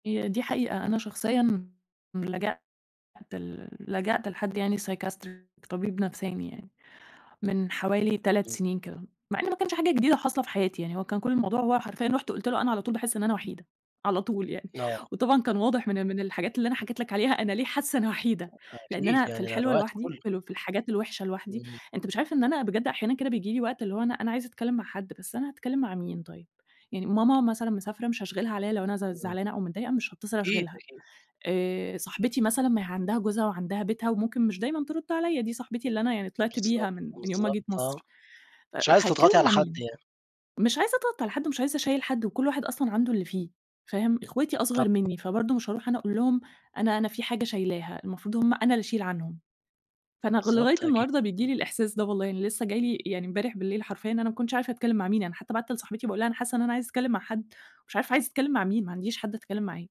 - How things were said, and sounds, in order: other background noise; in English: "Psychiatrist"; unintelligible speech; tapping
- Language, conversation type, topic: Arabic, podcast, إيه اللي في رأيك بيخلّي الناس تحسّ بالوحدة؟